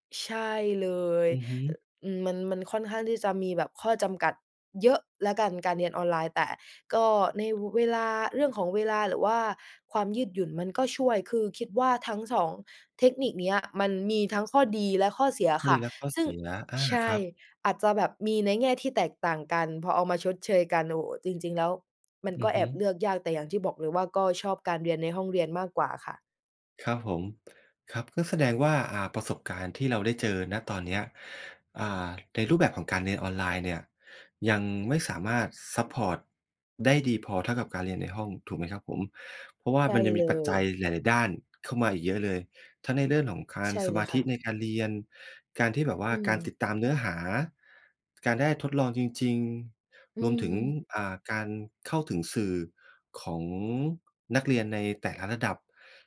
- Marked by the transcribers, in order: none
- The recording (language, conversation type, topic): Thai, podcast, เรียนออนไลน์กับเรียนในห้องเรียนต่างกันอย่างไรสำหรับคุณ?